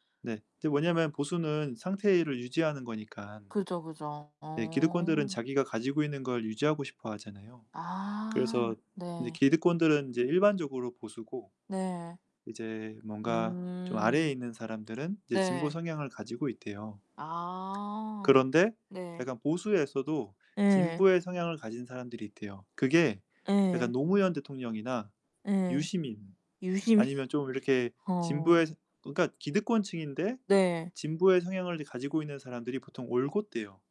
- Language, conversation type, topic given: Korean, unstructured, 가장 좋아하는 역사 인물은 누구인가요?
- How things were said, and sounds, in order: other background noise; tapping; laughing while speaking: "유시민"